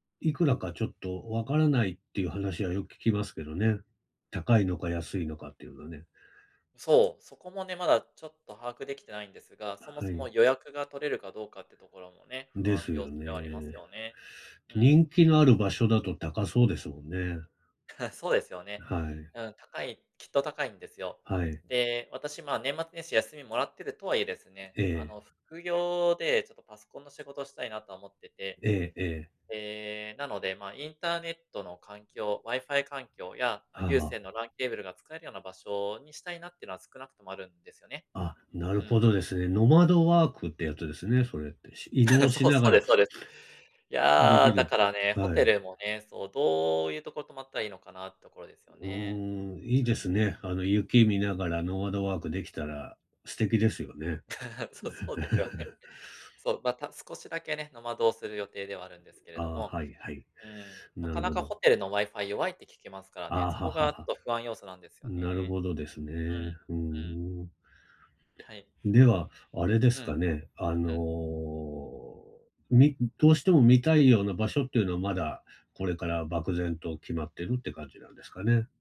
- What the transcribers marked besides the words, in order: other background noise; chuckle; chuckle; sniff; chuckle; lip trill
- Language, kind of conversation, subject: Japanese, advice, 旅行の計画がうまくいかないのですが、どうすればいいですか？